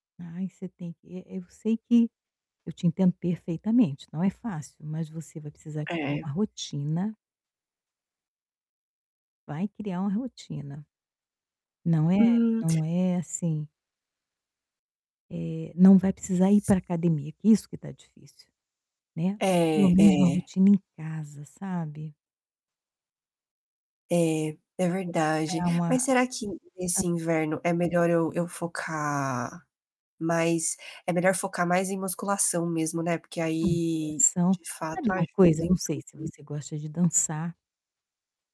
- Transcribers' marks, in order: distorted speech; tapping; static
- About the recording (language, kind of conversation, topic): Portuguese, advice, Como você tem se esforçado para criar uma rotina diária de autocuidado sustentável?